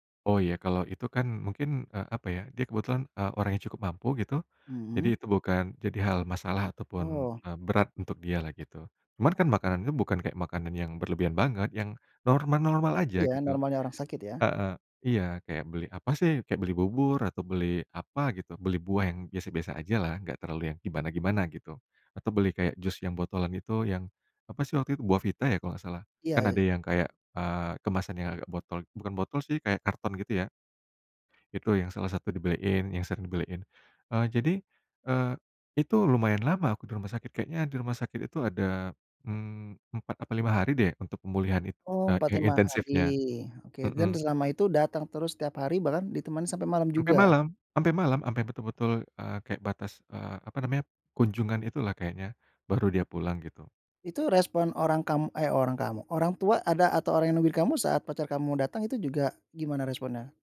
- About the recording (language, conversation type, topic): Indonesian, podcast, Bisa ceritakan tentang orang yang pernah menolong kamu saat sakit atau kecelakaan?
- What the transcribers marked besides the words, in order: none